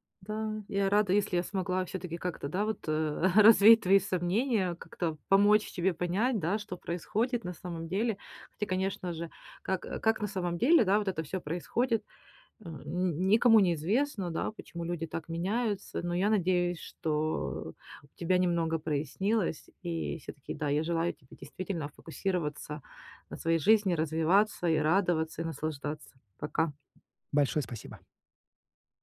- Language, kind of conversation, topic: Russian, advice, Как перестать сравнивать себя с общественными стандартами?
- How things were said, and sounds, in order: chuckle; tapping